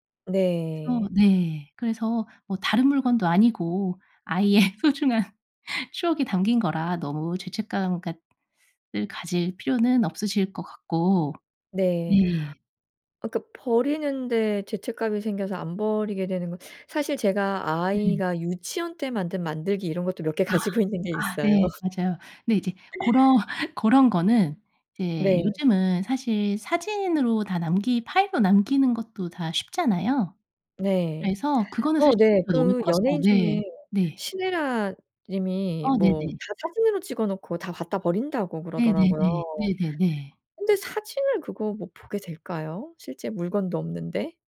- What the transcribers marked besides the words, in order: laughing while speaking: "아이의 소중한"; tapping; teeth sucking; laughing while speaking: "가지고 있는 게 있어요"; laughing while speaking: "고러"; other background noise
- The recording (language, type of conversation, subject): Korean, advice, 물건을 버릴 때 죄책감이 들어 정리를 미루게 되는데, 어떻게 하면 좋을까요?